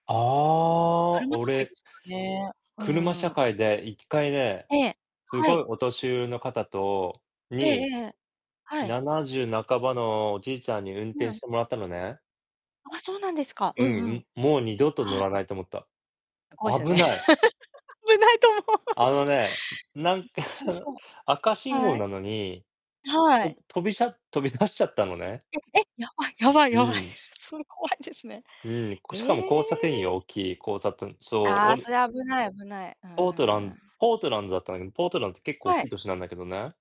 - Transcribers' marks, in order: static; distorted speech; laugh; laughing while speaking: "危ないと思うし"; laughing while speaking: "なんか"; tapping; unintelligible speech; laughing while speaking: "飛び出しちゃったのね"; laughing while speaking: "やばい。 それ怖い ですね"
- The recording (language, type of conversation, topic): Japanese, unstructured, 将来、どこに住んでみたいですか？